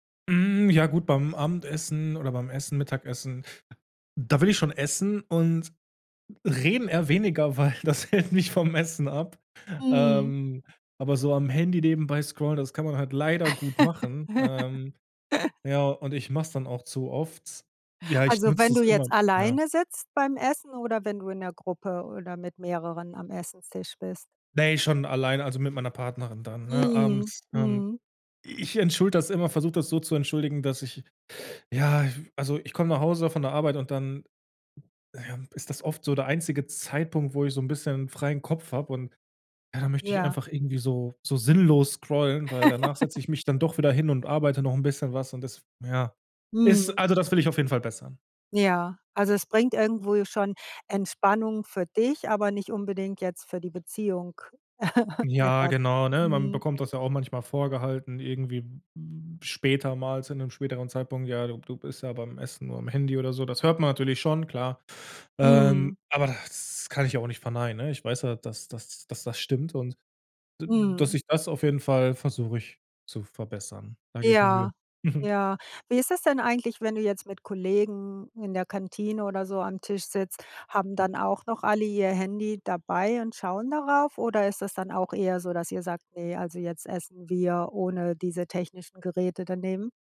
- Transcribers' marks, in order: drawn out: "Hm"; laughing while speaking: "weil das hält mich vom Essen ab"; laugh; stressed: "leider"; "Esstisch" said as "Essenstisch"; stressed: "Ne"; "entschuldige" said as "entschulde"; other noise; other background noise; laugh; anticipating: "ist also das will ich auf jeden Fall bessern"; laugh; tapping
- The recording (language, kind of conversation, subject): German, podcast, Wie beeinflusst dein Handy deine Beziehungen im Alltag?